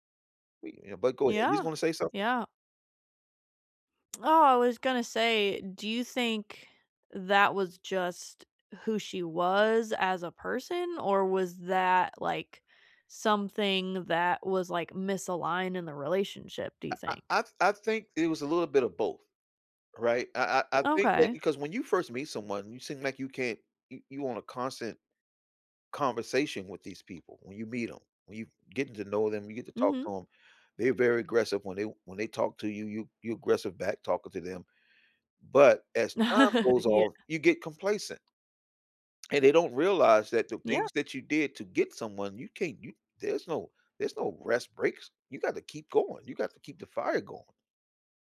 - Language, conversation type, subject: English, unstructured, How can I keep a long-distance relationship feeling close without constant check-ins?
- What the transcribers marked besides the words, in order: chuckle